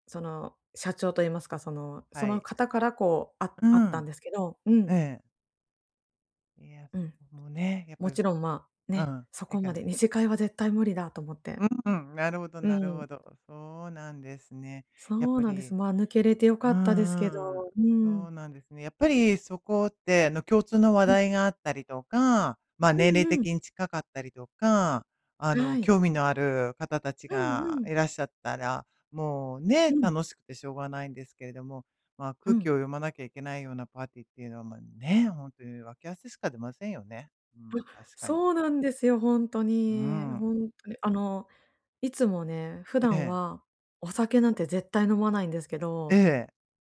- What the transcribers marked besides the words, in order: none
- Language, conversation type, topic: Japanese, advice, パーティーで感じる気まずさを和らげるにはどうすればいいですか？